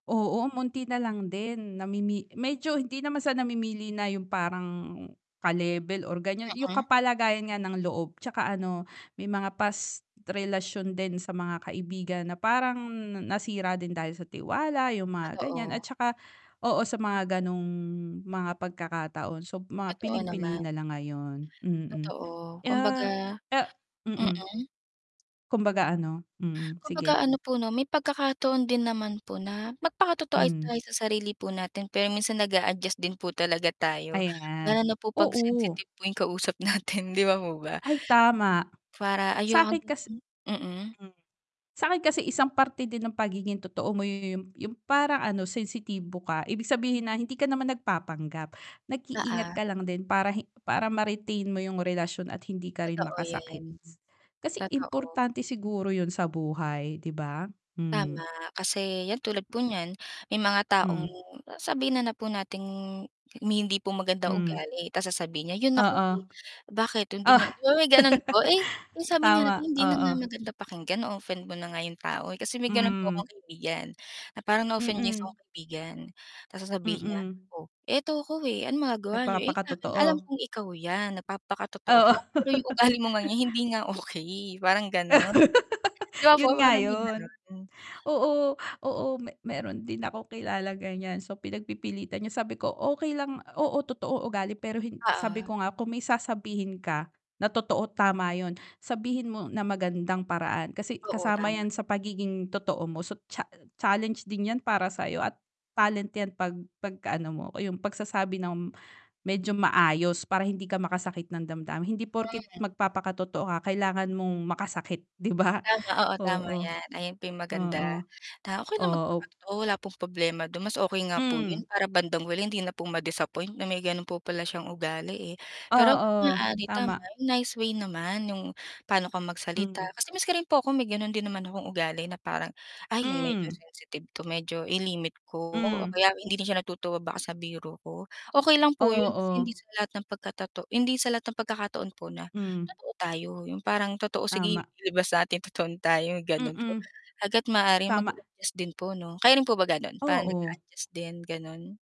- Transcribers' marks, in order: "buti" said as "munti"; other background noise; distorted speech; static; laughing while speaking: "natin 'di ba po ba?"; unintelligible speech; tapping; laugh; laugh; laughing while speaking: "okey"; laugh; mechanical hum
- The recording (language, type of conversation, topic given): Filipino, unstructured, Paano mo ipinapakita ang tunay mong pagkatao sa ibang tao?